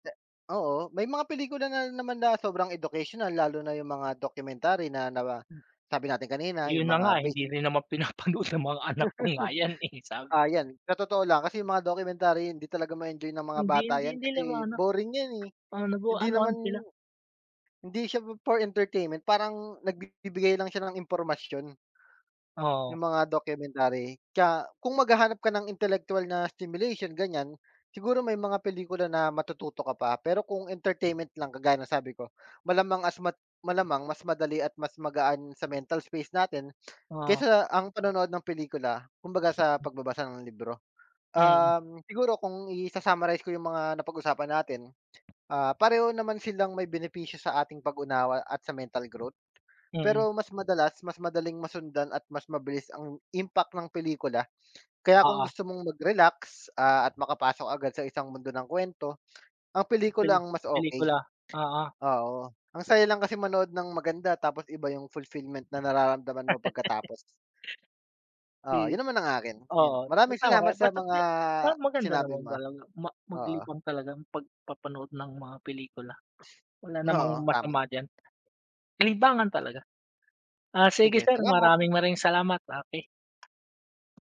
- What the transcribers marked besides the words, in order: laughing while speaking: "hindi rin naman pinapanood ng mga anak ko nga yan eh sa"; laugh; laugh; other noise
- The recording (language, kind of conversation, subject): Filipino, unstructured, Alin ang mas gusto mo at bakit: magbasa ng libro o manood ng pelikula?